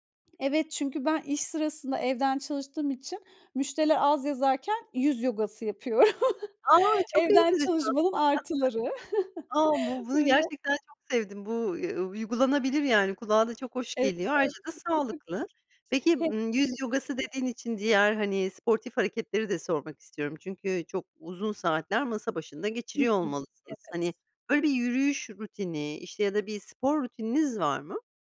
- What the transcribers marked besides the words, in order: other background noise; chuckle; chuckle; unintelligible speech
- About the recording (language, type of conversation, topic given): Turkish, podcast, Evden çalışırken verimli olmak için neler yapıyorsun?